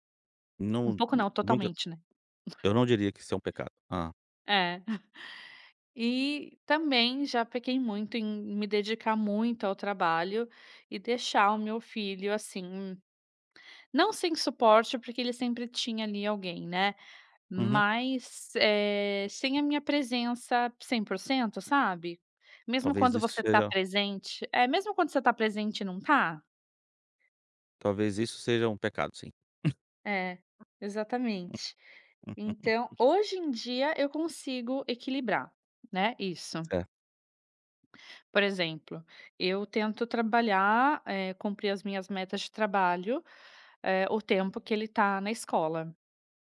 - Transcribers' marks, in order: tapping; chuckle; scoff; other background noise
- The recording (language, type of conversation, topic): Portuguese, podcast, Como você equilibra o trabalho e o tempo com os filhos?